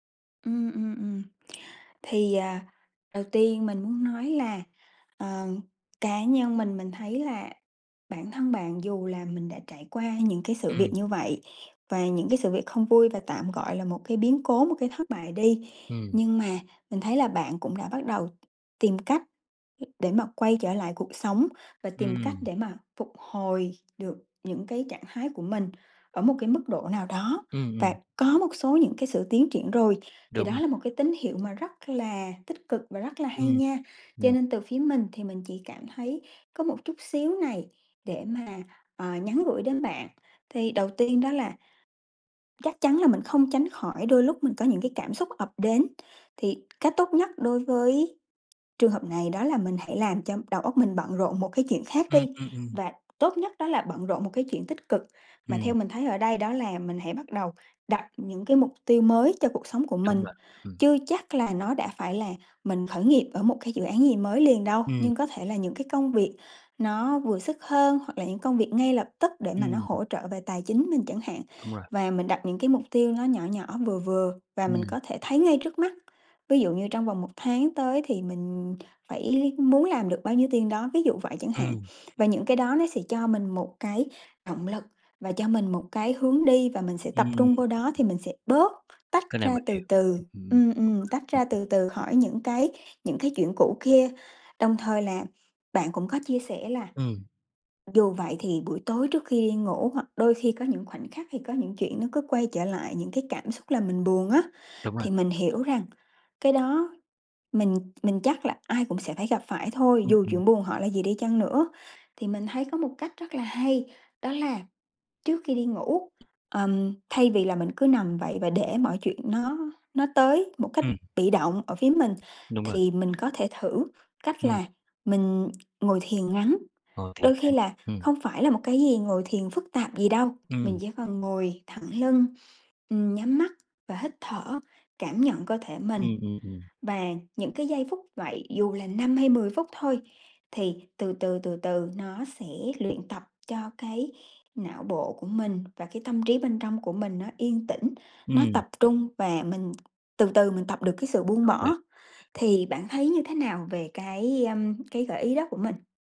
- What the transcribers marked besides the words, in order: tapping; other background noise
- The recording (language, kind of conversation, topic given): Vietnamese, advice, Làm thế nào để lấy lại động lực sau khi dự án trước thất bại?